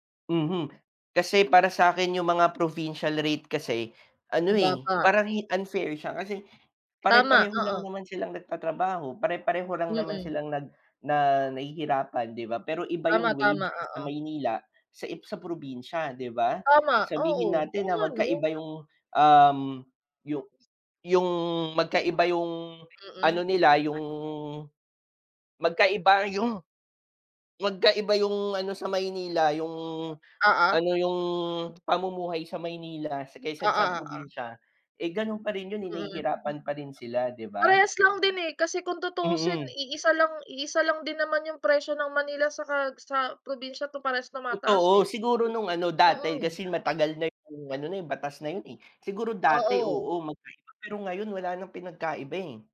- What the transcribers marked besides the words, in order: other background noise
- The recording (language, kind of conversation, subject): Filipino, unstructured, Ano ang opinyon mo tungkol sa pagtaas ng presyo ng mga bilihin?